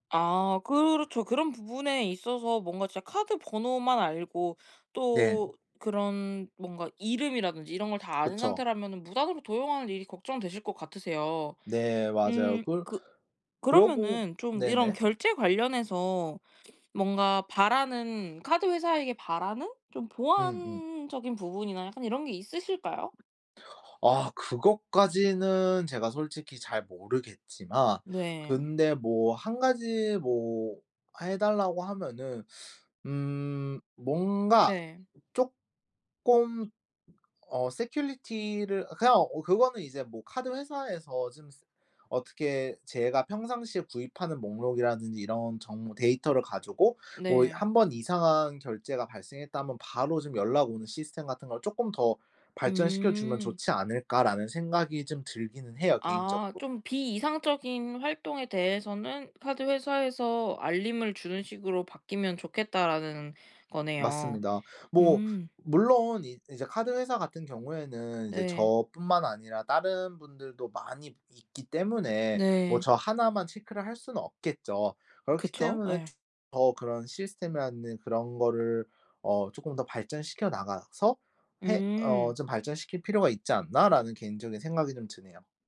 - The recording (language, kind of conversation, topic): Korean, podcast, 온라인 결제할 때 가장 걱정되는 건 무엇인가요?
- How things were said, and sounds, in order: other background noise; teeth sucking; in English: "seculity 를"; "security" said as "seculity"